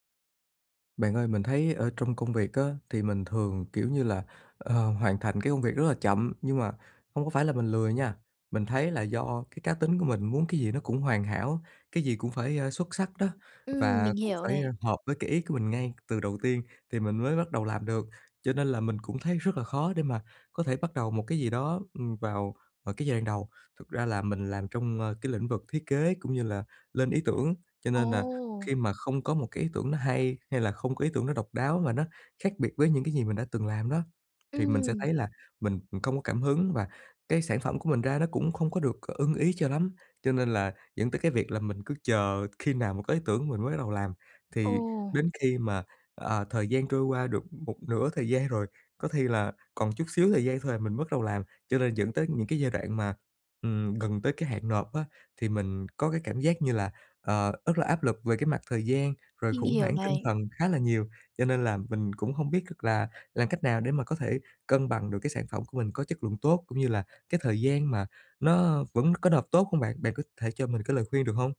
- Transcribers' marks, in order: tapping; other background noise
- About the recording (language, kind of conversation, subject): Vietnamese, advice, Làm thế nào để vượt qua cầu toàn gây trì hoãn và bắt đầu công việc?